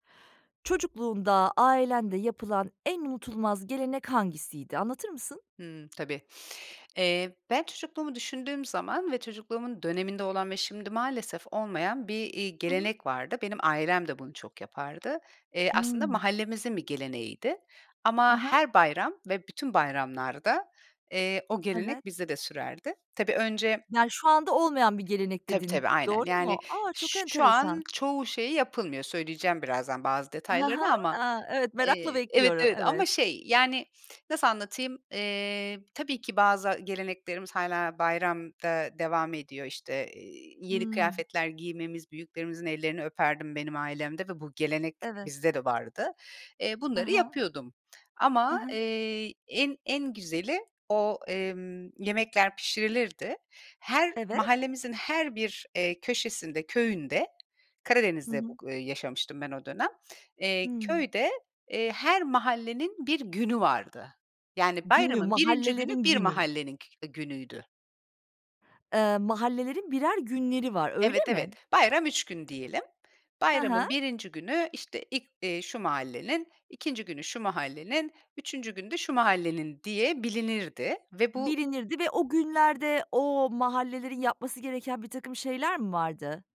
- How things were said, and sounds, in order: other background noise
- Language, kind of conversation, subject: Turkish, podcast, Çocukluğunda ailende yapılan en unutulmaz gelenek hangisiydi, anlatır mısın?